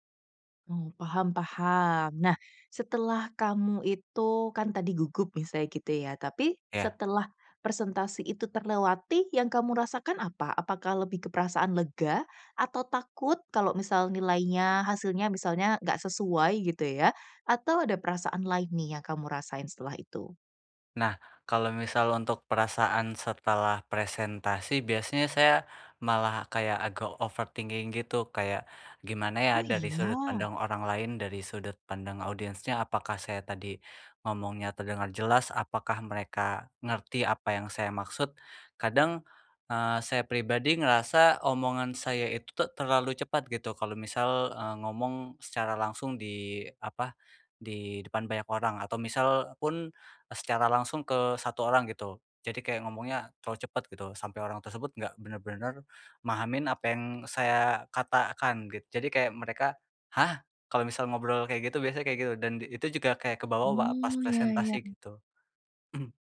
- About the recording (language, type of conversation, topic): Indonesian, advice, Bagaimana cara mengatasi rasa gugup saat presentasi di depan orang lain?
- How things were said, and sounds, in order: in English: "overthinking"; throat clearing